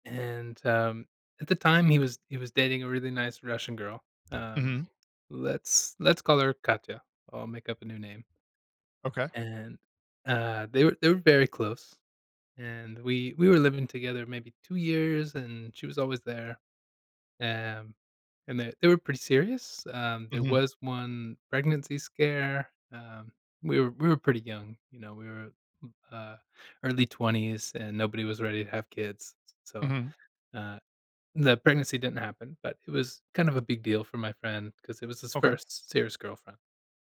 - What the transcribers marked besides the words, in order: none
- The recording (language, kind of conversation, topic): English, advice, How should I apologize after sending a message to the wrong person?
- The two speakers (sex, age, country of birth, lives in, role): male, 35-39, United States, United States, user; male, 40-44, United States, United States, advisor